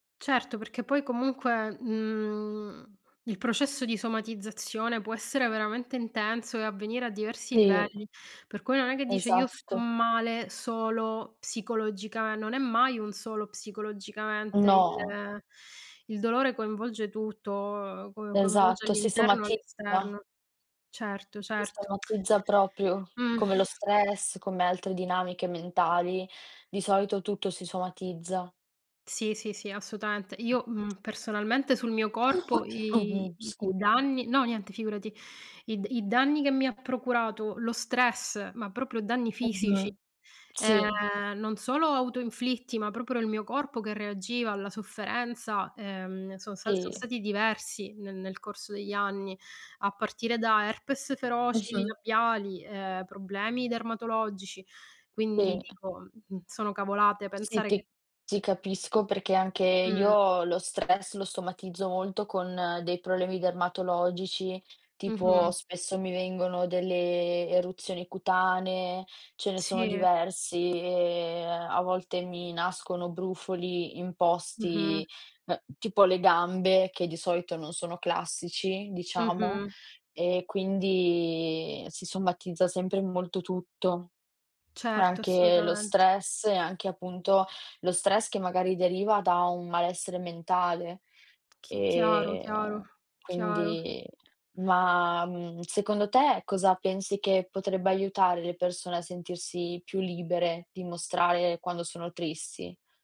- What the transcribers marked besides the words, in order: tapping; tongue click; "proprio" said as "propio"; lip trill; "assolutamente" said as "assutamente"; other background noise; cough
- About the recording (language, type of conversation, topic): Italian, unstructured, Secondo te, perché molte persone nascondono la propria tristezza?
- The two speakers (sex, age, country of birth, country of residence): female, 20-24, Italy, Italy; female, 40-44, Italy, Italy